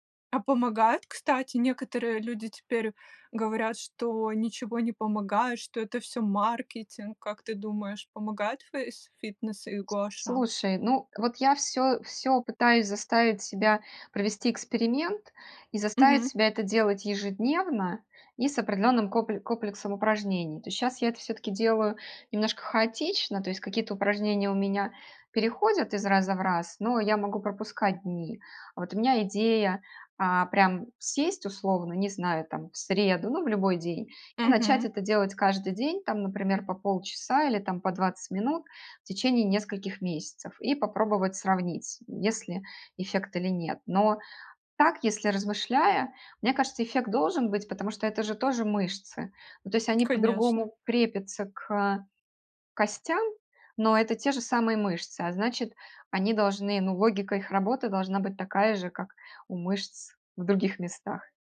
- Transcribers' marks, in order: "комплексом" said as "коплексом"; tapping
- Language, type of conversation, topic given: Russian, podcast, Как вы начинаете день, чтобы он был продуктивным и здоровым?